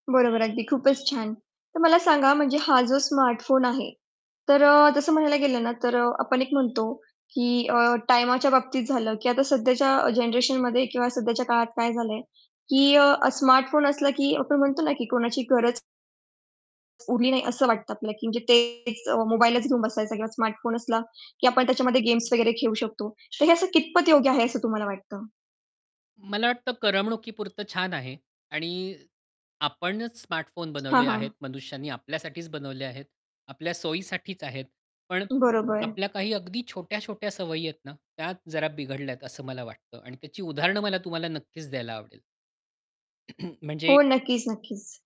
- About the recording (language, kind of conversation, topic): Marathi, podcast, स्मार्टफोनमुळे तुमच्या दैनंदिन सवयींमध्ये कोणते बदल झाले आहेत?
- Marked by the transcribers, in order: horn; tapping; static; distorted speech; other background noise; throat clearing